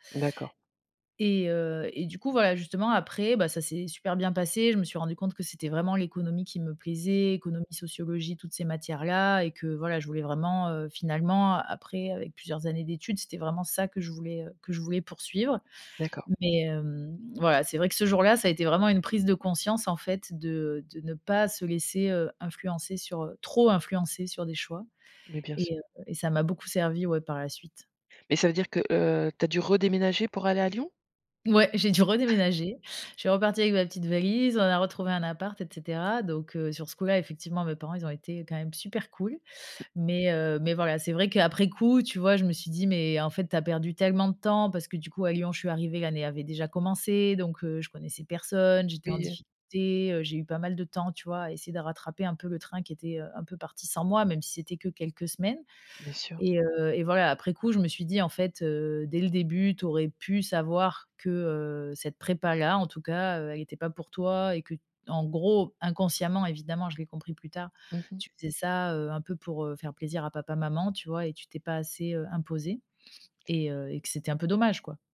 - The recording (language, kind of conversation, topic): French, podcast, Quand as-tu pris une décision que tu regrettes, et qu’en as-tu tiré ?
- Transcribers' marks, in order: chuckle; other background noise